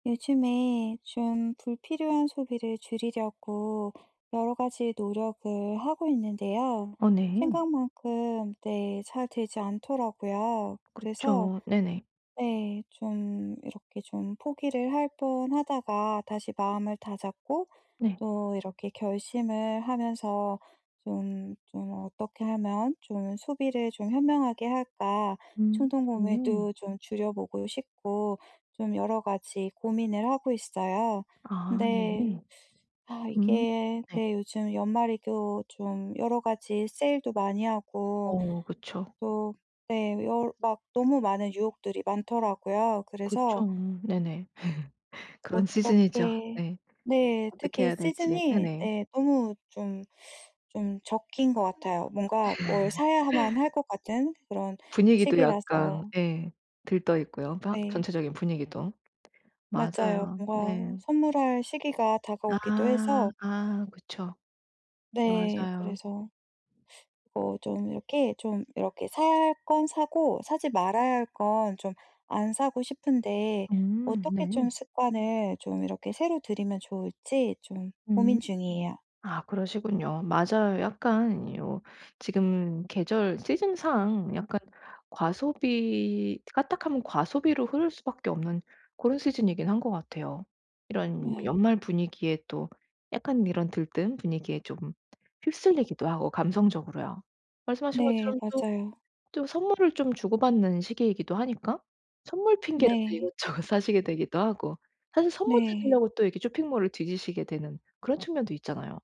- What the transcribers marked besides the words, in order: tapping; other background noise; laugh; laugh; laughing while speaking: "이것저것"
- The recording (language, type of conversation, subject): Korean, advice, 불필요한 소비를 줄이려면 어떤 습관을 바꿔야 할까요?